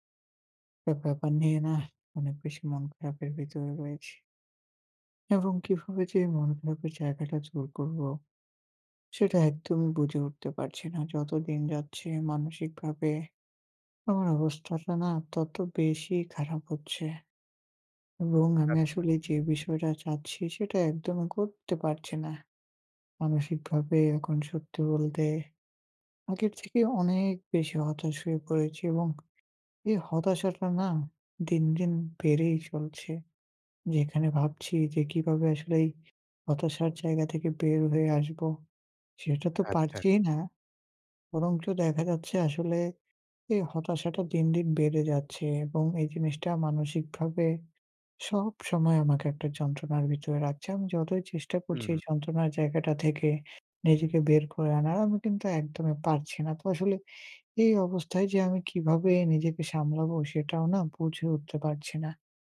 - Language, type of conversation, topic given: Bengali, advice, দৈনন্দিন জীবন, অফিস এবং দিন-রাতের বিভিন্ন সময়ে দ্রুত ও সহজে পোশাক কীভাবে বেছে নিতে পারি?
- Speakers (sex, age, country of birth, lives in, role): male, 18-19, Bangladesh, Bangladesh, user; male, 20-24, Bangladesh, Bangladesh, advisor
- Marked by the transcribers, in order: tapping